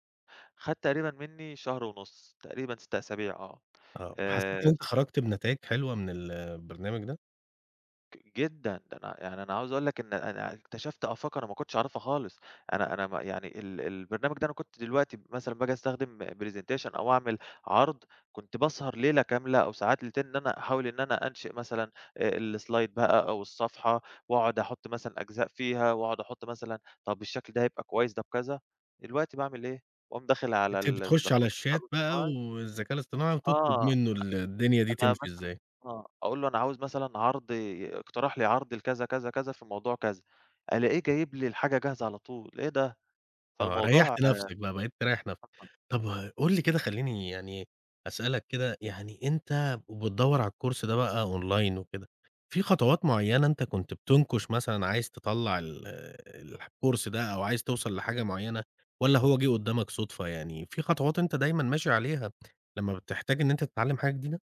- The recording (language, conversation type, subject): Arabic, podcast, إزاي بتتعلم حاجة جديدة من الإنترنت خطوة بخطوة؟
- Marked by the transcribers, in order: tapping; in English: "presentation"; in English: "الslide"; in English: "الشات"; unintelligible speech; unintelligible speech; in English: "الكورس"; in English: "أونلاين"; in English: "الكورس"